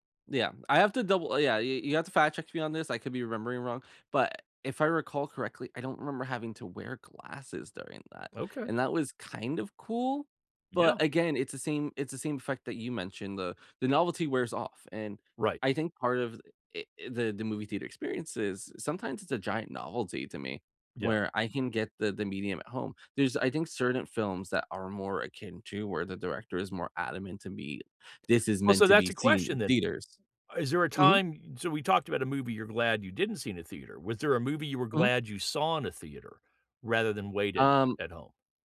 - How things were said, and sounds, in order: none
- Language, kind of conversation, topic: English, unstructured, How do you decide whether a film is worth seeing in a theater or if you should wait to stream it at home?